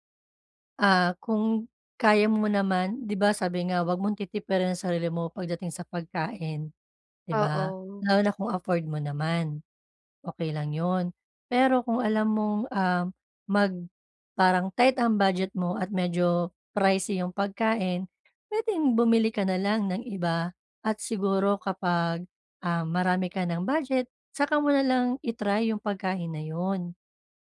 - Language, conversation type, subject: Filipino, advice, Paano ko makokontrol ang impulsibong kilos?
- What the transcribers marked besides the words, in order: none